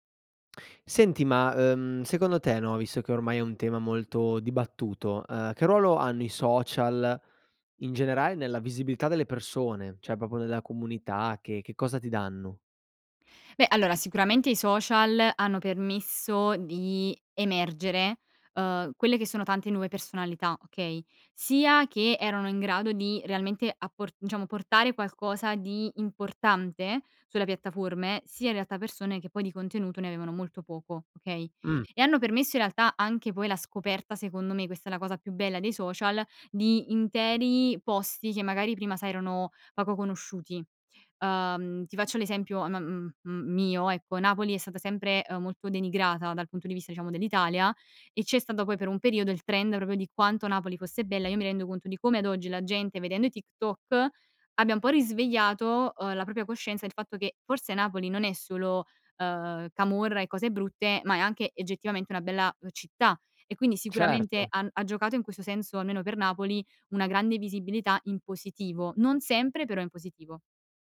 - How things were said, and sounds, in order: "cioè" said as "ceh"; "proprio" said as "propio"; "proprio" said as "propio"; "oggettivamente" said as "eggettivamente"
- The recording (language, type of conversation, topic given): Italian, podcast, Che ruolo hanno i social media nella visibilità della tua comunità?